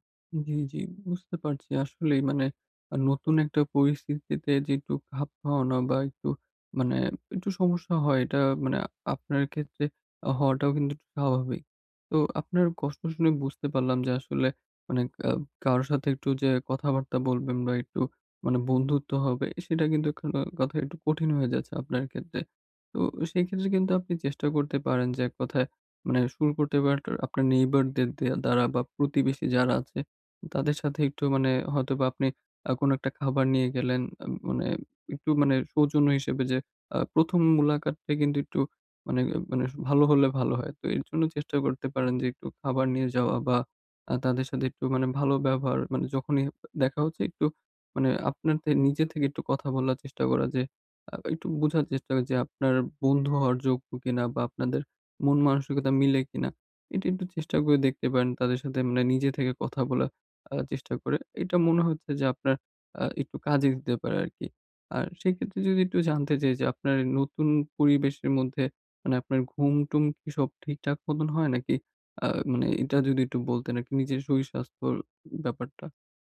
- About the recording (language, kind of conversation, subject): Bengali, advice, পরিবর্তনের সঙ্গে দ্রুত মানিয়ে নিতে আমি কীভাবে মানসিকভাবে স্থির থাকতে পারি?
- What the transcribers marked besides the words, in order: tapping; unintelligible speech; other background noise